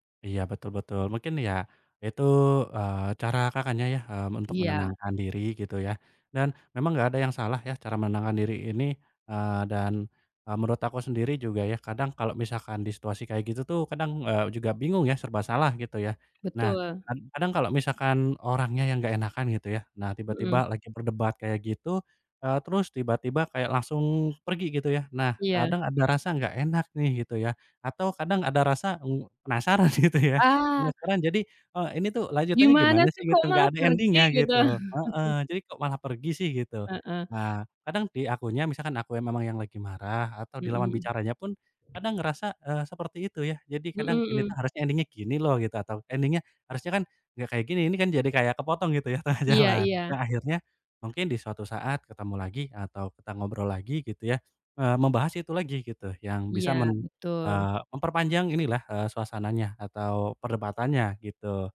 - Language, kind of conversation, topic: Indonesian, unstructured, Apa cara terbaik untuk menenangkan suasana saat argumen memanas?
- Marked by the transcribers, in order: laughing while speaking: "penasaran gitu"; in English: "ending-nya"; chuckle; other background noise; in English: "ending-nya"; in English: "Ending-nya"; laughing while speaking: "tengah jalan"